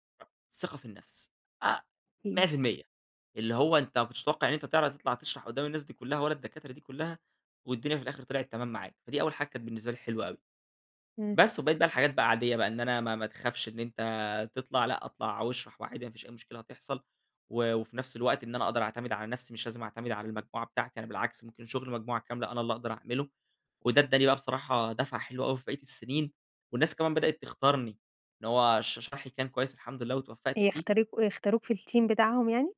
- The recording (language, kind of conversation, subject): Arabic, podcast, إزاي اتعلمت مهارة جديدة لوحدك وبأي طريقة؟
- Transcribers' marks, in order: tapping; in English: "الteam"